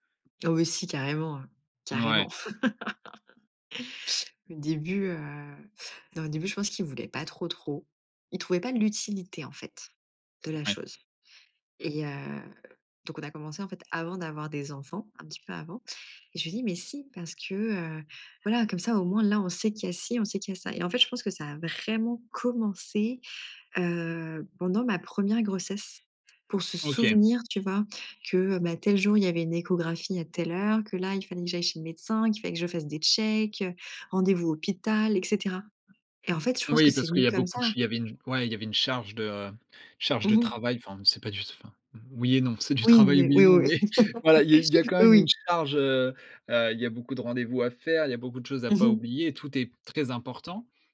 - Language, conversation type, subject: French, podcast, Quelle petite habitude a changé ta vie, et pourquoi ?
- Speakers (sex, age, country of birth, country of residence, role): female, 30-34, France, France, guest; male, 20-24, France, France, host
- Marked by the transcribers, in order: laugh; laughing while speaking: "mais voilà il y a il y a"; laugh